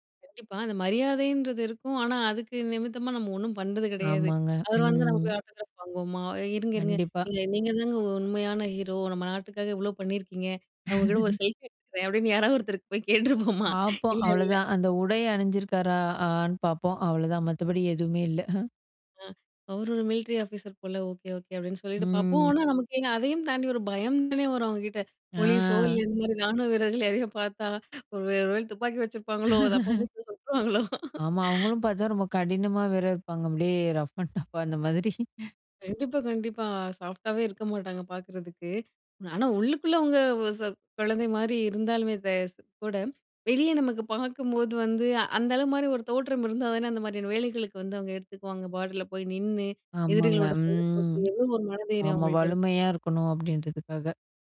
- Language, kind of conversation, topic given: Tamil, podcast, ஒரு நடிகர் சமூக ஊடகத்தில் (இன்ஸ்டாகிராம் போன்றவற்றில்) இடும் பதிவுகள், ஒரு திரைப்படத்தின் வெற்றியை எவ்வாறு பாதிக்கின்றன?
- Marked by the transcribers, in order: other background noise; in English: "ஆட்டோகிராப்"; in English: "செல்ஃபி"; laugh; laughing while speaking: "அப்பிடின்னு யாராவது ஒருத்தருக்கு போய் கேட்டுருப்போமா!"; chuckle; in English: "மிலிட்ரி ஆபீஸர்"; laugh; laughing while speaking: "அத அப்ப அப்ப எடுத்து சுட்டுருவாங்களோ"; laugh; in English: "ரஃப் அண்ட் டஃப்பா"; chuckle; in English: "சாஃப்ட்டாவே"; in English: "பார்டர்ல"; other noise; unintelligible speech